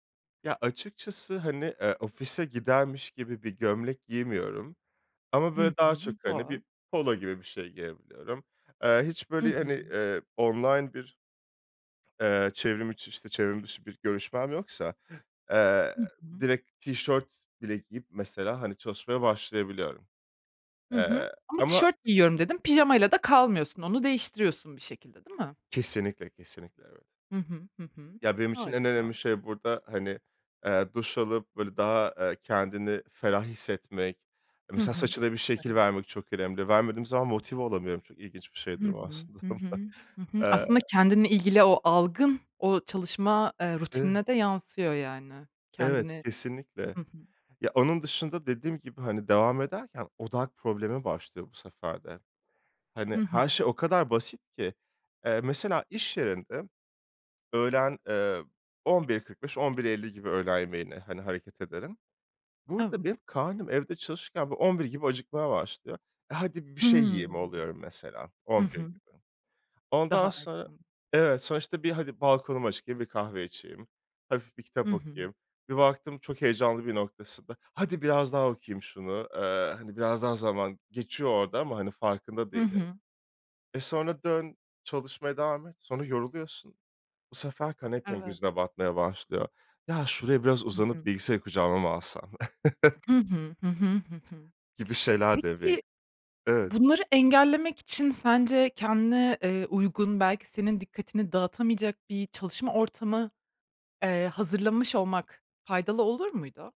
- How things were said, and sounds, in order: unintelligible speech; other background noise; chuckle; unintelligible speech; chuckle
- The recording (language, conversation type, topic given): Turkish, podcast, Evde çalışırken disiplinini korumak için neler yapıyorsun?